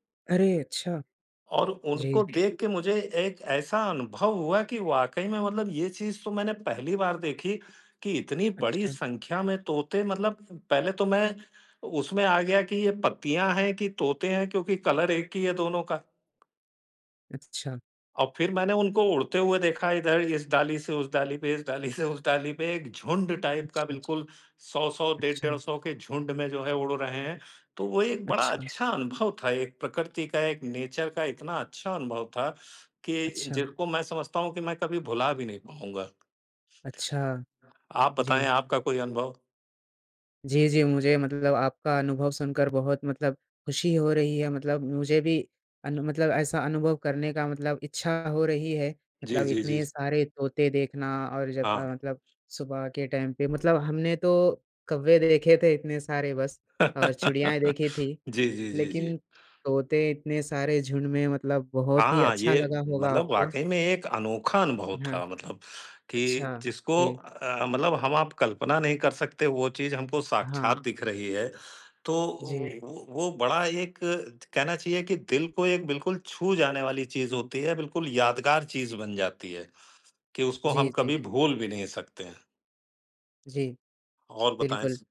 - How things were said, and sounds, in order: other background noise; in English: "कलर"; laughing while speaking: "से"; in English: "टाइप"; tapping; in English: "नेचर"; in English: "टाइम"; laugh
- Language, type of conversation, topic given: Hindi, unstructured, यात्रा के दौरान आपके लिए सबसे यादगार अनुभव कौन से रहे हैं?